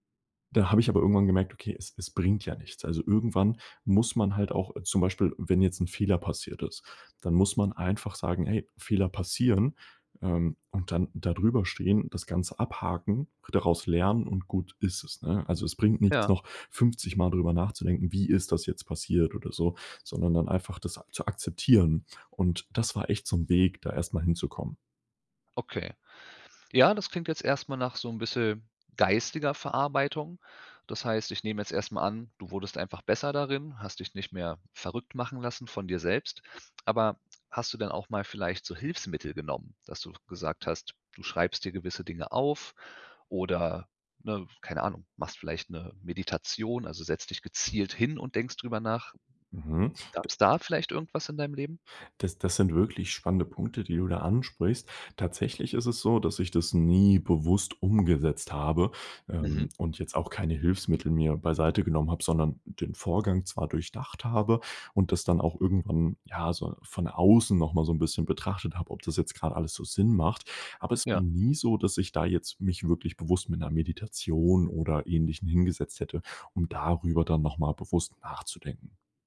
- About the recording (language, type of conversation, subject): German, podcast, Wie gehst du mit Kritik an deiner Arbeit um?
- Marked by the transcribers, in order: other background noise